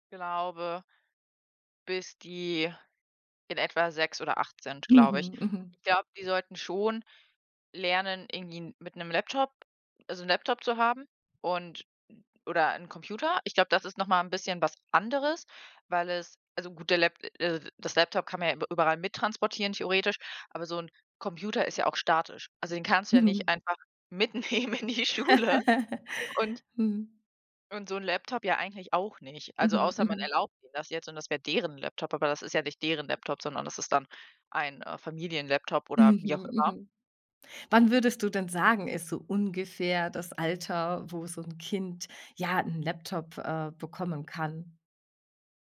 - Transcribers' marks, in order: other background noise; laughing while speaking: "mitnehmen in die Schule"; laugh
- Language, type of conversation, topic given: German, podcast, Wie sprichst du mit Kindern über Bildschirmzeit?